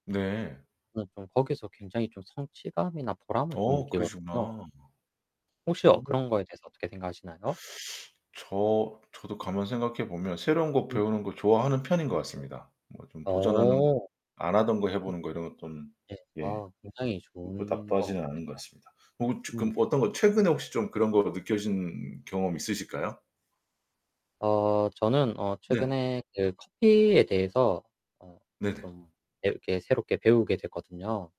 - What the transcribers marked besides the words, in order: static; distorted speech; teeth sucking
- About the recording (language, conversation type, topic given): Korean, unstructured, 새로운 것을 배울 때 가장 신나는 순간은 언제인가요?